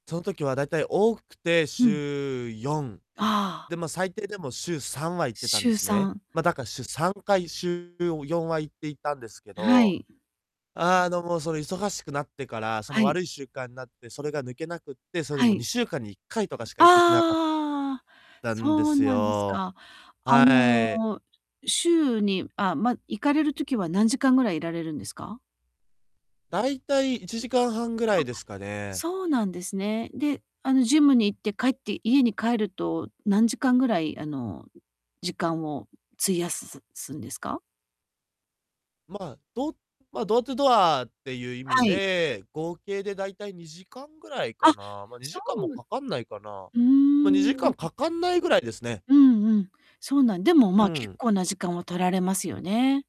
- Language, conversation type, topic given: Japanese, advice, 忙しい日程の中で毎日の習慣をどうやって続ければいいですか？
- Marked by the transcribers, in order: distorted speech; in English: "ドアトゥードア"